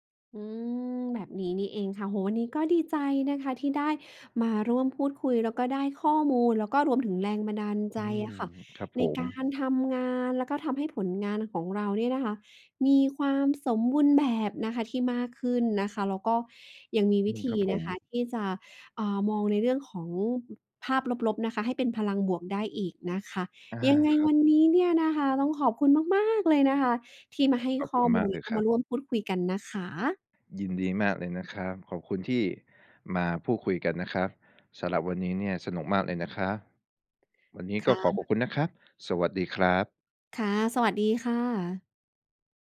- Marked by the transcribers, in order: stressed: "มาก ๆ"
- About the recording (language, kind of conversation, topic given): Thai, podcast, คุณรับมือกับความอยากให้ผลงานสมบูรณ์แบบอย่างไร?